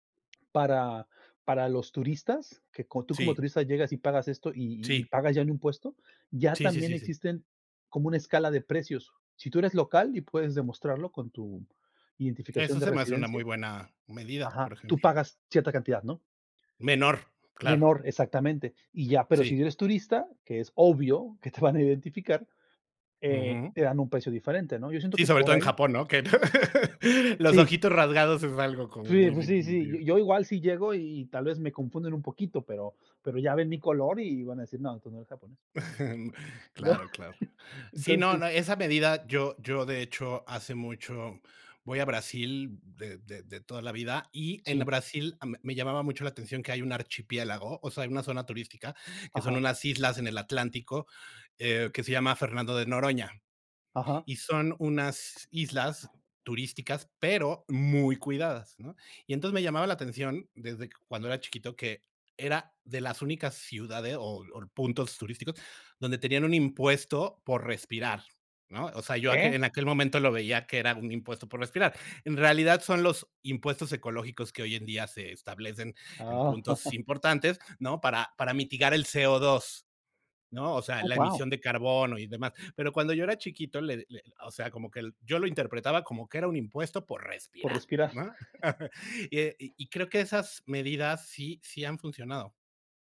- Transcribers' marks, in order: laugh; chuckle; chuckle; chuckle
- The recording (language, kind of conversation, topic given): Spanish, unstructured, ¿Piensas que el turismo masivo destruye la esencia de los lugares?